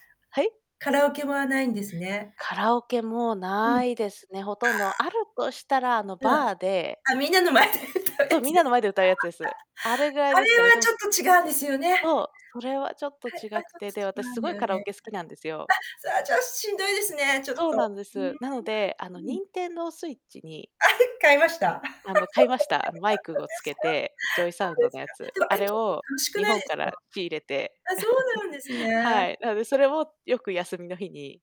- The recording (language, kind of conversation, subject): Japanese, unstructured, 休日は普段どのように過ごすことが多いですか？
- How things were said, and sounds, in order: distorted speech; laughing while speaking: "みんなの前で 歌うやつです。あ、あった"; laugh; unintelligible speech; chuckle